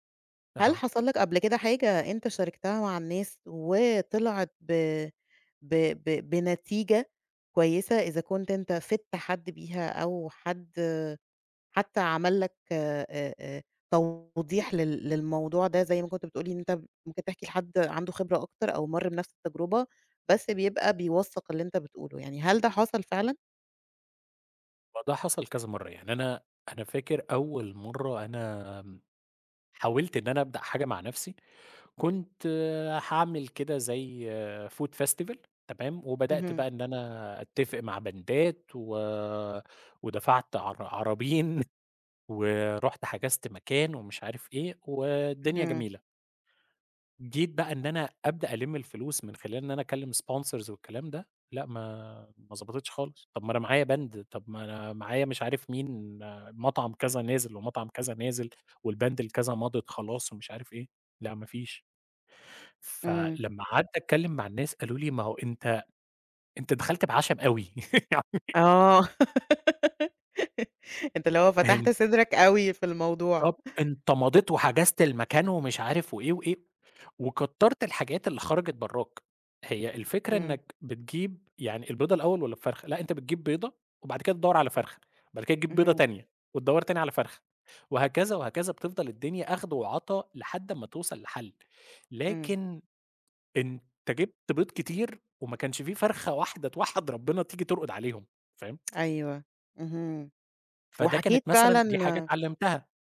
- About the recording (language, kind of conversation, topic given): Arabic, podcast, بتشارك فشلك مع الناس؟ ليه أو ليه لأ؟
- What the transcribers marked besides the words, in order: in English: "Food Festival"; in English: "باندات"; laughing while speaking: "عرابين"; in English: "sponsors"; in English: "باند"; in English: "والباند"; laugh; laughing while speaking: "يعني"; giggle; unintelligible speech; other background noise